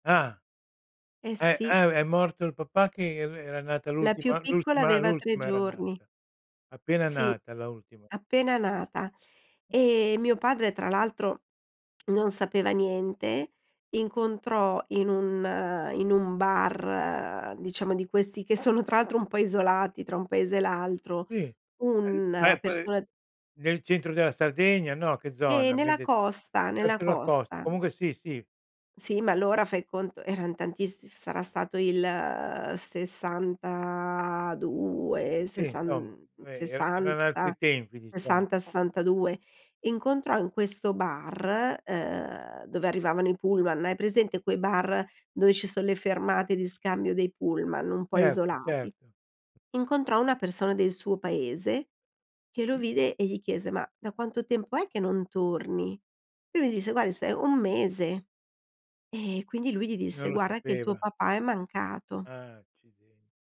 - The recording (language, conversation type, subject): Italian, podcast, In che modo le storie dei tuoi nonni influenzano la tua vita oggi?
- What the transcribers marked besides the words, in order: other background noise; tapping; unintelligible speech; drawn out: "sessantadue"